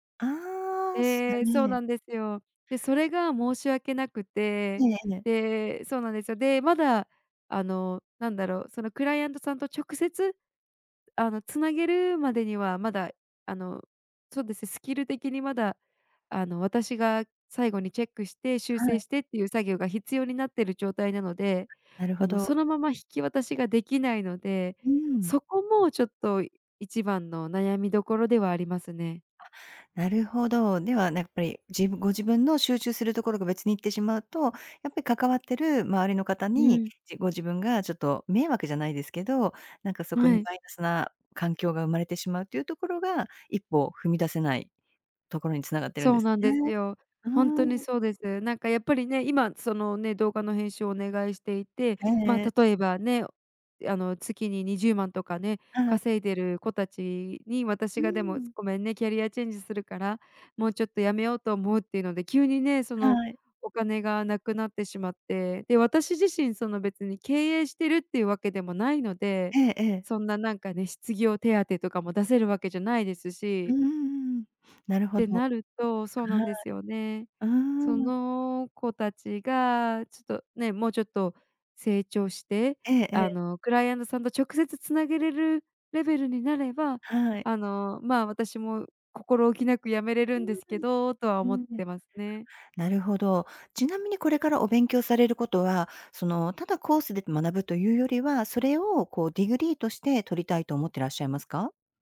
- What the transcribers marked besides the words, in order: unintelligible speech; tapping; in English: "ディグリー"
- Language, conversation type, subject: Japanese, advice, 学び直してキャリアチェンジするかどうか迷っている